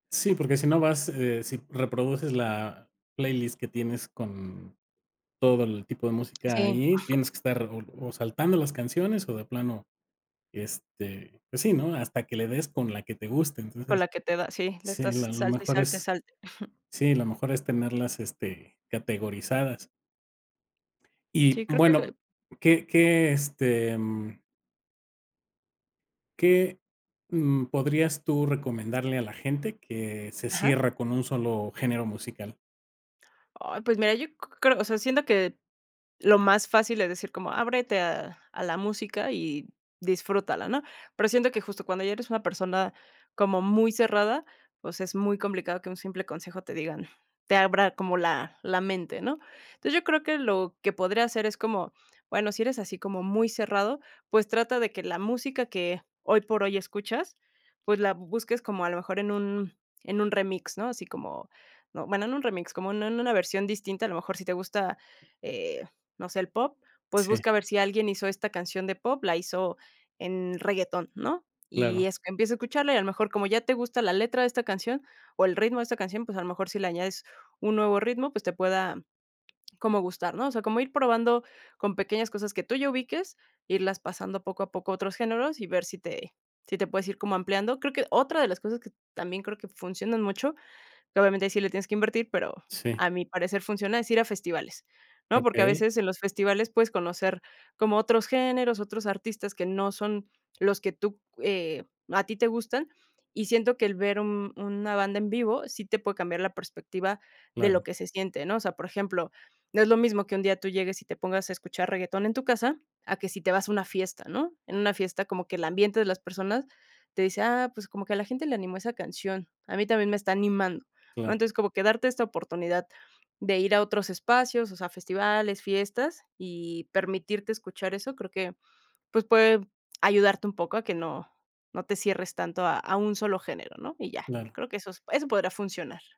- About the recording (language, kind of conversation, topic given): Spanish, podcast, ¿Cómo ha cambiado tu gusto musical con los años?
- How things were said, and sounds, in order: chuckle; chuckle; other background noise